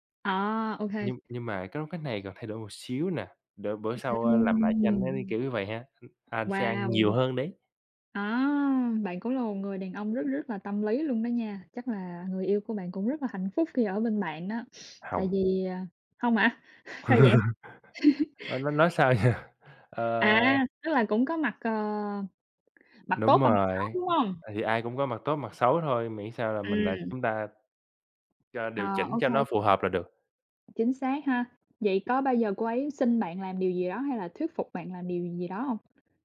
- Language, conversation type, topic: Vietnamese, unstructured, Làm sao để thuyết phục người yêu làm điều bạn mong muốn?
- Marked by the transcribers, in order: other noise; other background noise; laugh; laugh; laughing while speaking: "giờ?"; tapping